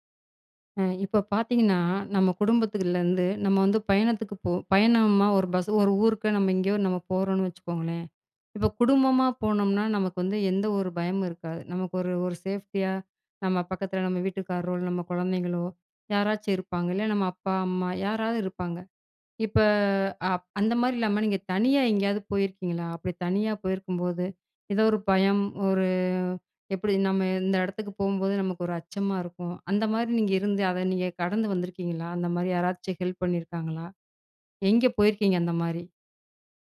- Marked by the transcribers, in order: other background noise
- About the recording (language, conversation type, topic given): Tamil, podcast, பயணத்தின் போது உங்களுக்கு ஏற்பட்ட மிகப் பெரிய அச்சம் என்ன, அதை நீங்கள் எப்படிக் கடந்து வந்தீர்கள்?